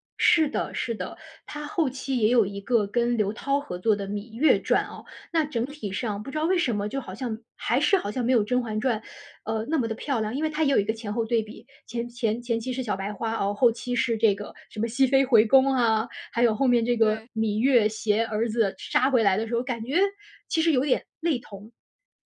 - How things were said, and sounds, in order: none
- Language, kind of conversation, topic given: Chinese, podcast, 你对哪部电影或电视剧的造型印象最深刻？